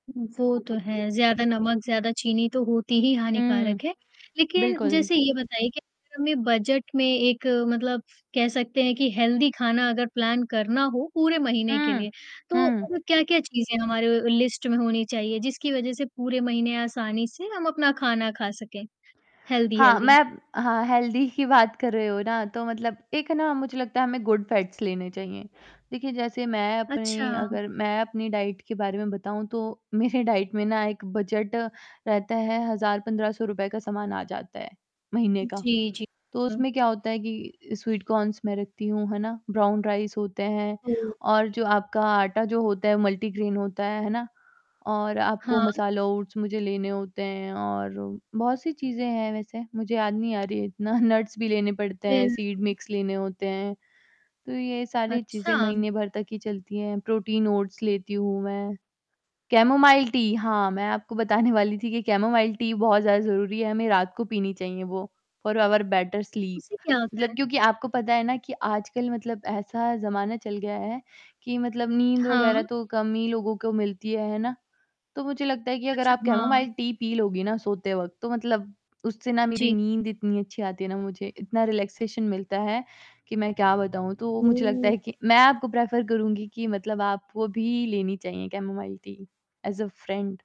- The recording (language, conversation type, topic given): Hindi, podcast, घर पर स्वस्थ खाना बनाने के आपके आसान तरीके क्या हैं?
- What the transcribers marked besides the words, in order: static; other background noise; tapping; distorted speech; in English: "हेल्दी"; in English: "प्लान"; in English: "लिस्ट"; in English: "हेल्दी, हेल्दी?"; in English: "हेल्दी"; in English: "गुड फैट्स"; in English: "डाइट"; laughing while speaking: "मेरे"; in English: "डाइट"; in English: "स्वीट कॉर्न्स"; in English: "ब्राउन राइस"; in English: "मल्टीग्रैन"; laughing while speaking: "इतना"; in English: "नट्स"; in English: "सीड मिक्स"; in English: "टी"; laughing while speaking: "बताने"; in English: "टी"; in English: "फ़ॉर आवर बेटर स्लीप"; in English: "टी"; in English: "रिलैक्सेशन"; in English: "प्रेफ़र"; in English: "टी एज़ अ फ्रेंड"